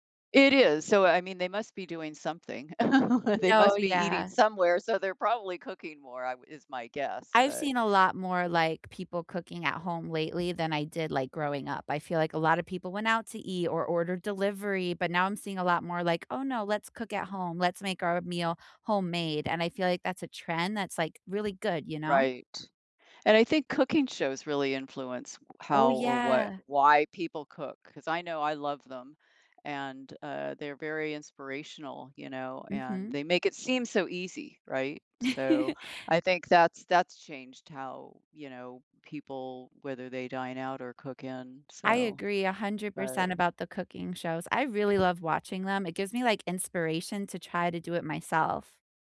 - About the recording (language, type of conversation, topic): English, unstructured, What is something surprising about the way we cook today?
- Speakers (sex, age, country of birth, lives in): female, 30-34, United States, United States; female, 65-69, United States, United States
- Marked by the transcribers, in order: chuckle; chuckle